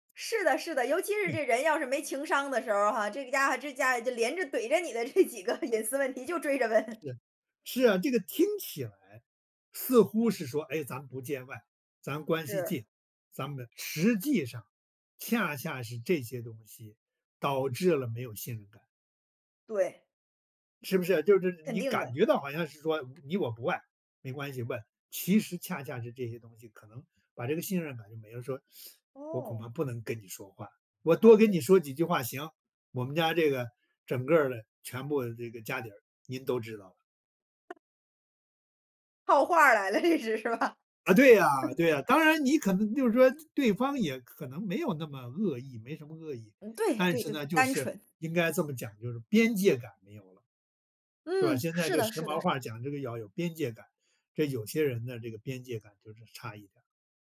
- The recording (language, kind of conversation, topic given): Chinese, podcast, 你如何在对话中创造信任感？
- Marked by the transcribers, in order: laughing while speaking: "这几个隐私问题就追着问"; teeth sucking; laugh; laughing while speaking: "这是，是吧？"; laugh